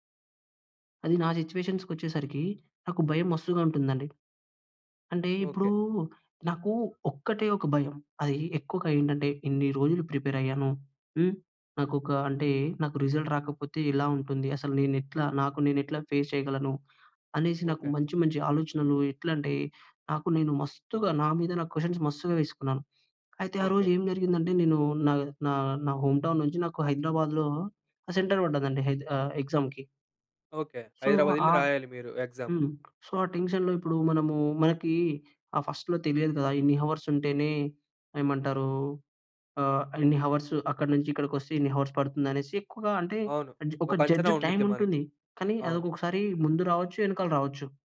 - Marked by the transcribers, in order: in Hindi: "మస్తుగా"; in English: "రిజల్ట్"; in English: "ఫేస్"; in Hindi: "మస్తుగా"; in English: "క్వెషన్స్"; in Hindi: "మస్తుగా"; in English: "హోమ్ టౌన్"; in English: "సెంటర్"; in English: "ఎగ్జామ్‍కి"; in English: "సో"; in English: "సో"; tapping; in English: "టెన్షన్‌లో"; in English: "ఫస్ట్‌లో"; in English: "హౌర్స్"; in English: "హౌర్స్"; in English: "హౌర్స్"; in English: "జడ్జ్ టైమ్"
- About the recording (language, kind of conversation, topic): Telugu, podcast, భయాన్ని అధిగమించి ముందుకు ఎలా వెళ్లావు?